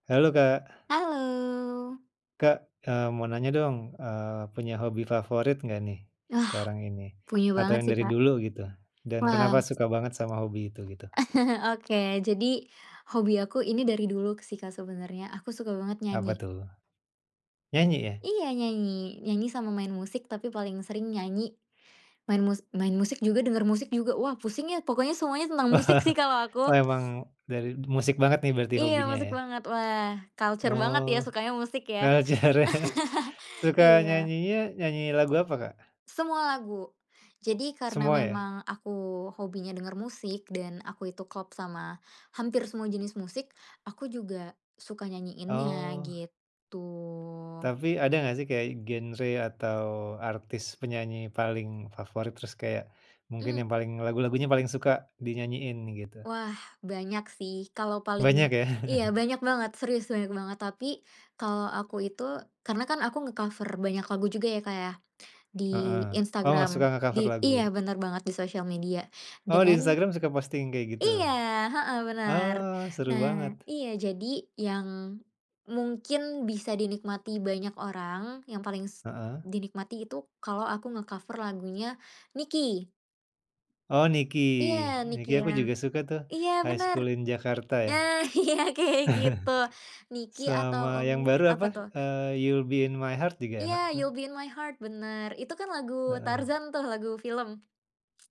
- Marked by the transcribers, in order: tapping; other background noise; chuckle; "dulu" said as "duluk"; chuckle; laughing while speaking: "kultur ya"; chuckle; drawn out: "gitu"; chuckle; laughing while speaking: "iya kayak gitu"; chuckle
- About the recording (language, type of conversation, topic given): Indonesian, podcast, Apa hobi favoritmu, dan kenapa kamu menyukainya?